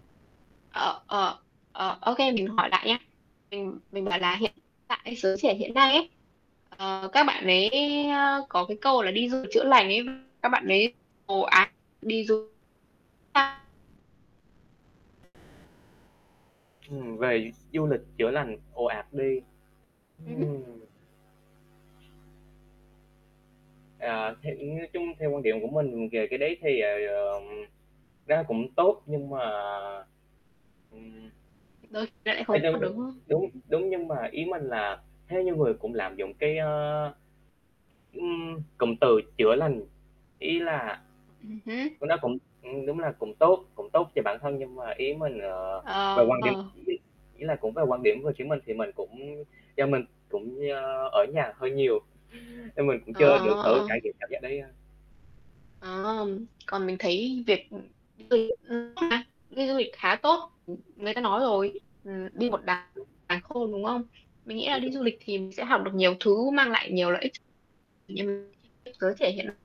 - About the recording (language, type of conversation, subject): Vietnamese, unstructured, Bạn nghĩ gì về việc du lịch ồ ạt làm thay đổi văn hóa địa phương?
- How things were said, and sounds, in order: distorted speech; other background noise; mechanical hum; static; tapping; unintelligible speech; unintelligible speech